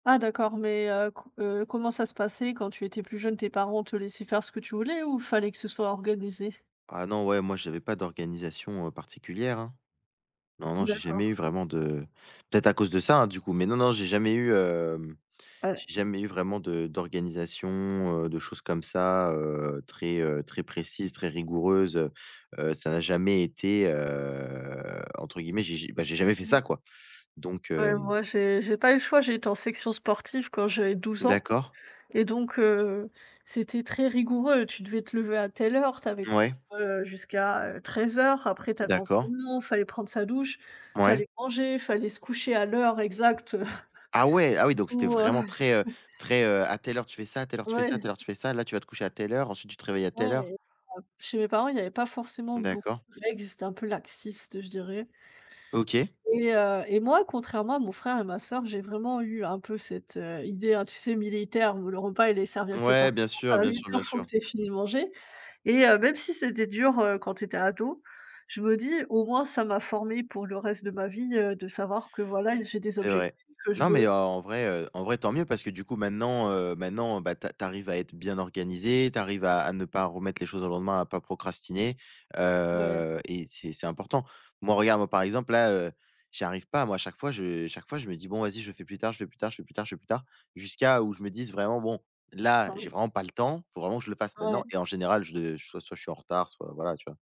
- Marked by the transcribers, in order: tapping; drawn out: "heu"; other background noise; laughing while speaking: "heu"; chuckle; laughing while speaking: "heu"; chuckle; unintelligible speech
- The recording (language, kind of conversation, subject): French, unstructured, Quelles sont les conséquences de la procrastination sur votre réussite ?